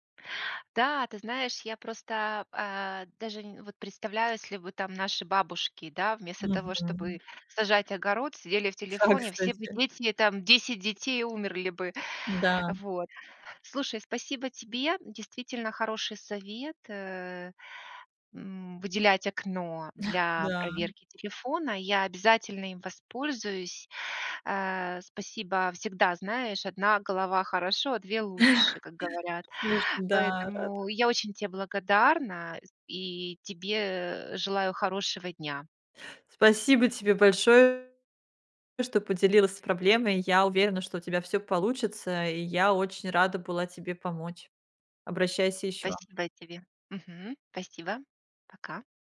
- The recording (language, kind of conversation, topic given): Russian, advice, Как перестать проверять телефон по несколько раз в час?
- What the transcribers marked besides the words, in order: other background noise; tapping